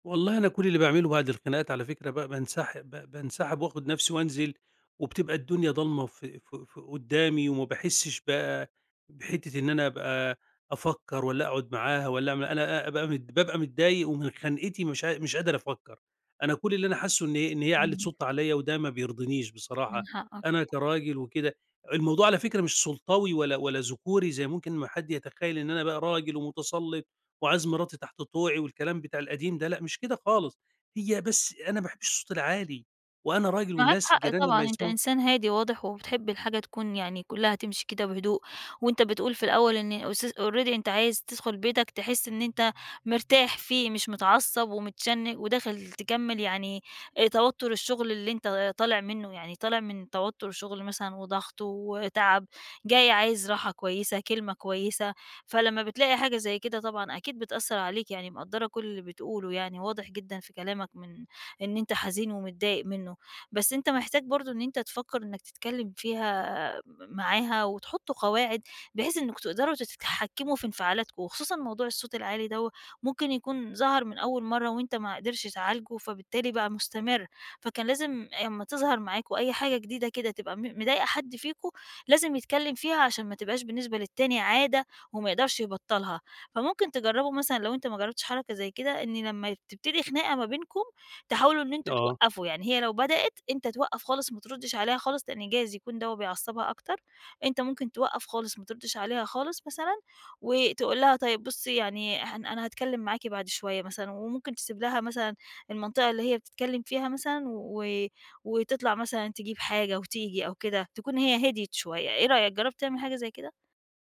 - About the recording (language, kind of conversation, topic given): Arabic, advice, ازاي أتعامل مع الخناقات اللي بتتكرر بيني وبين شريكي؟
- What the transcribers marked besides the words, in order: tapping; in English: "already"